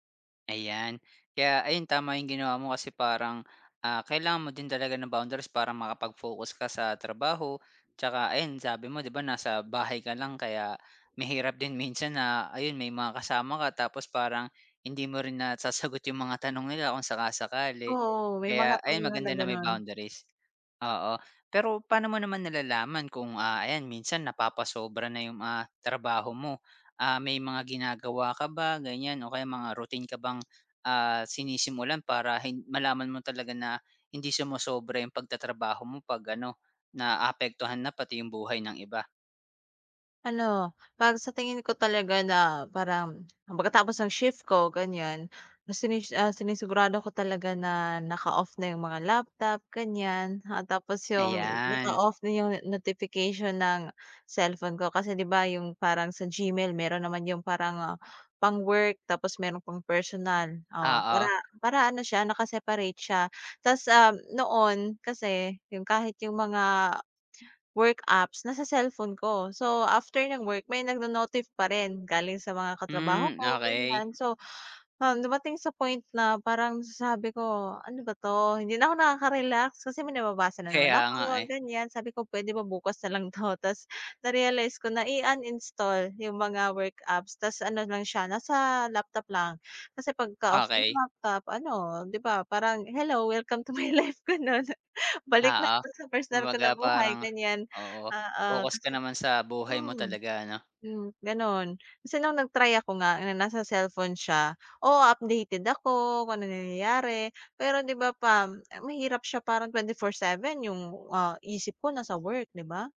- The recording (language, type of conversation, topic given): Filipino, podcast, Paano ka nagtatakda ng hangganan sa pagitan ng trabaho at personal na buhay?
- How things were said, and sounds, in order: tapping; other background noise; laughing while speaking: "to my life. Gano'n"